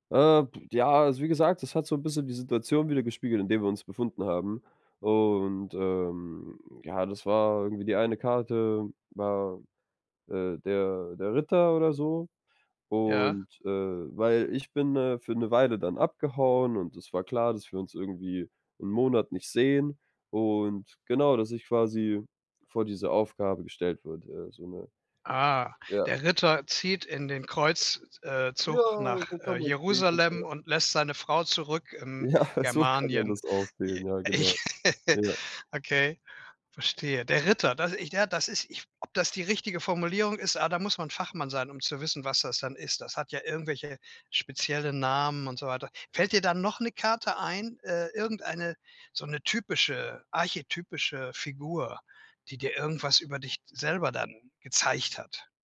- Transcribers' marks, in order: laugh; giggle; laughing while speaking: "so kann man das auch sehen"
- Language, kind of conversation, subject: German, podcast, Was war dein schönster Lernmoment bisher?
- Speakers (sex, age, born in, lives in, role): male, 25-29, Germany, Germany, guest; male, 70-74, Germany, Germany, host